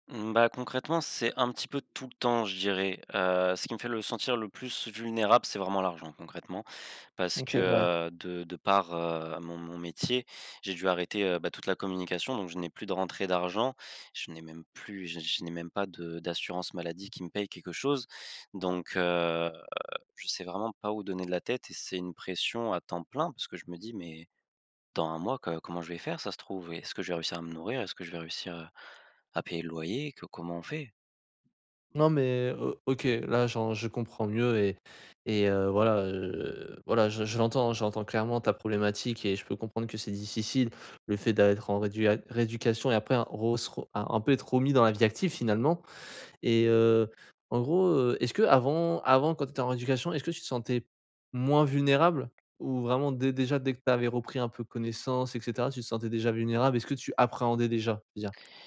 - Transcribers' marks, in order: stressed: "tout"; tapping; other background noise; stressed: "appréhendais"
- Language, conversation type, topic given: French, advice, Comment retrouver un sentiment de sécurité après un grand changement dans ma vie ?